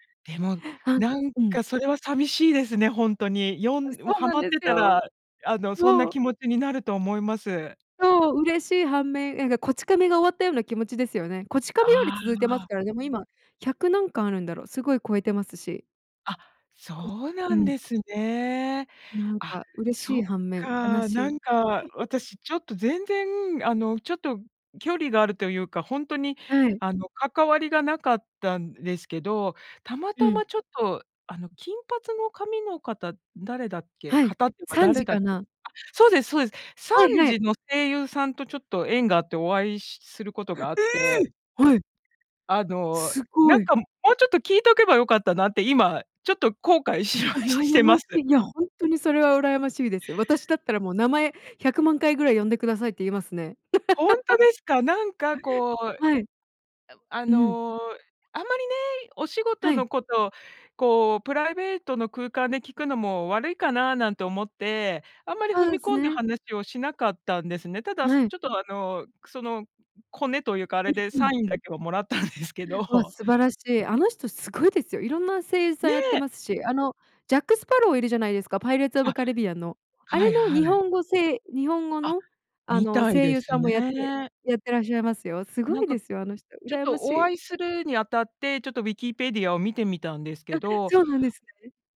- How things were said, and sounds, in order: giggle; surprised: "ええ！"; laugh; other noise; laughing while speaking: "もらったんですけどほ"
- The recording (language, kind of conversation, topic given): Japanese, podcast, あなたの好きなアニメの魅力はどこにありますか？